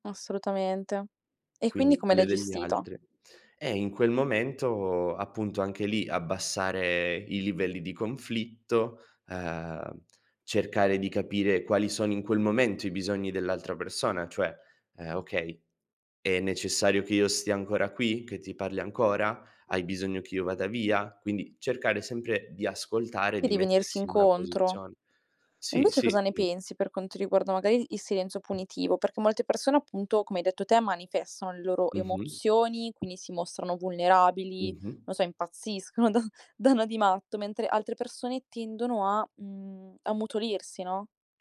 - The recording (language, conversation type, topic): Italian, podcast, Come ti prepari per dare una brutta notizia?
- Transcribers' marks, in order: other background noise; tapping; laughing while speaking: "impazziscono, do danno"